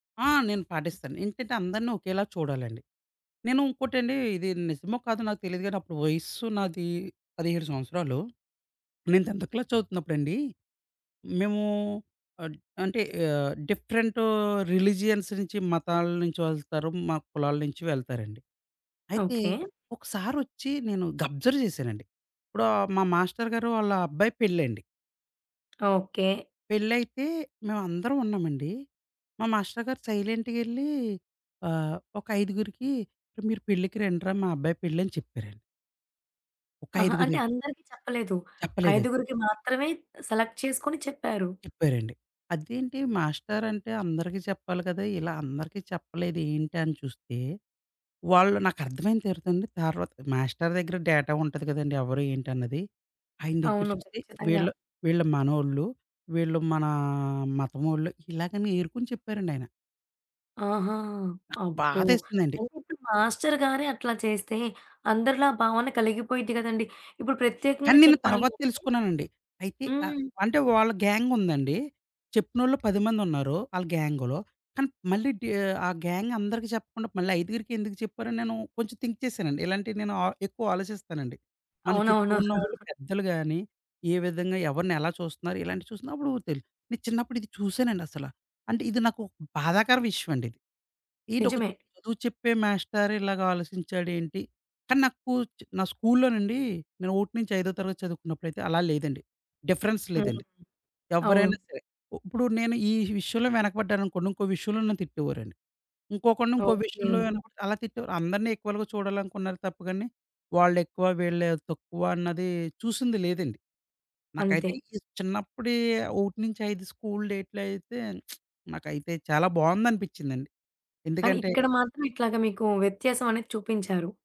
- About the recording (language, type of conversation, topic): Telugu, podcast, చిన్నప్పటి పాఠశాల రోజుల్లో చదువుకు సంబంధించిన ఏ జ్ఞాపకం మీకు ఆనందంగా గుర్తొస్తుంది?
- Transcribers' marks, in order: in English: "టెన్త్ క్లాస్"; in English: "రిలిజియన్స్"; tapping; in English: "సెలెక్ట్"; in English: "డేటా"; drawn out: "మన"; other background noise; in English: "గ్యాంగ్‌లో"; in English: "గ్యాంగ్"; in English: "థింక్"; chuckle; in English: "డిఫరెన్స్"; in English: "ఈక్వల్‌గా"; in English: "డేట్‌లో"; lip smack